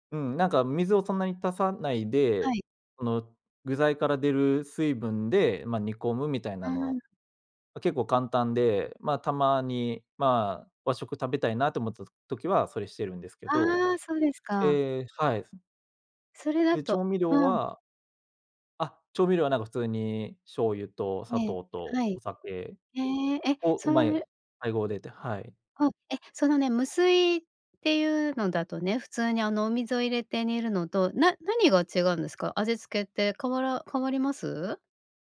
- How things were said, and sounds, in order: other noise
- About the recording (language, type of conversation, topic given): Japanese, podcast, 味付けのコツは何かありますか？